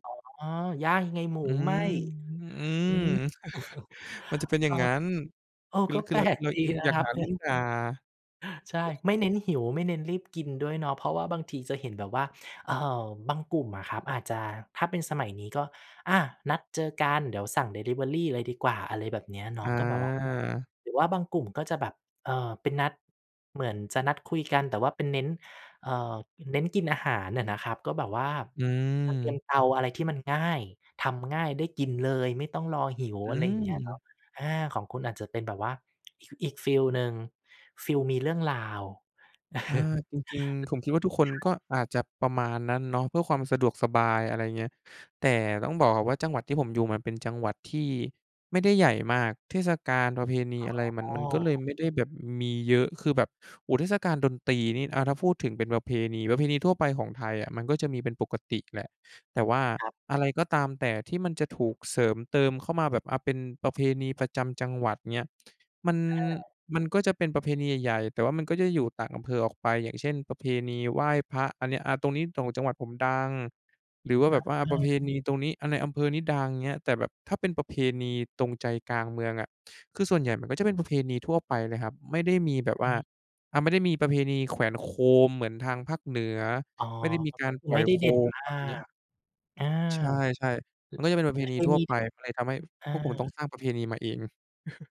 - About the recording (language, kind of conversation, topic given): Thai, podcast, มีประเพณีอะไรที่เกี่ยวข้องกับฤดูกาลที่คุณชอบบ้าง?
- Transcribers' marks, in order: chuckle; other background noise; chuckle; tapping; chuckle; chuckle